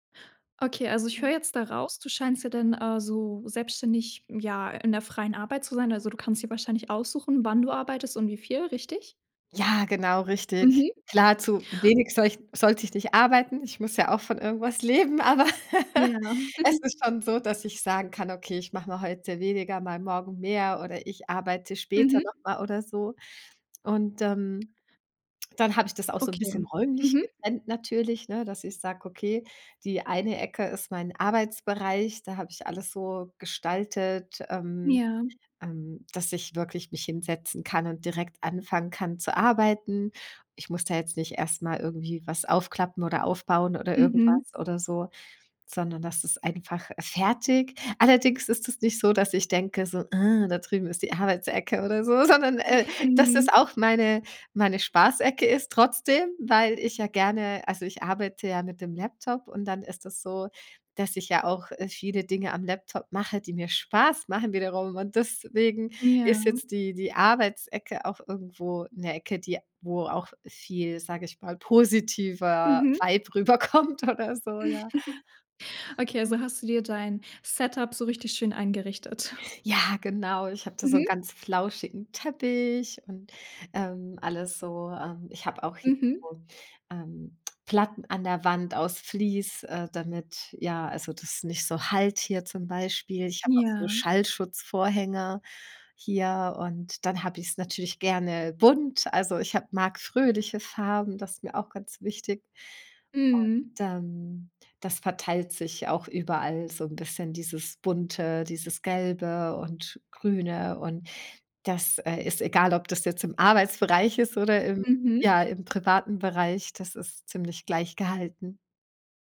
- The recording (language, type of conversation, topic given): German, podcast, Wie trennst du Arbeit und Privatleben, wenn du zu Hause arbeitest?
- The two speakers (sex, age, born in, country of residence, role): female, 18-19, Germany, Germany, host; female, 40-44, Germany, Germany, guest
- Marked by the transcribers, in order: other background noise; laughing while speaking: "leben, aber"; laugh; chuckle; other noise; snort; laughing while speaking: "rüberkommt"; chuckle; snort; joyful: "fröhliche Farben"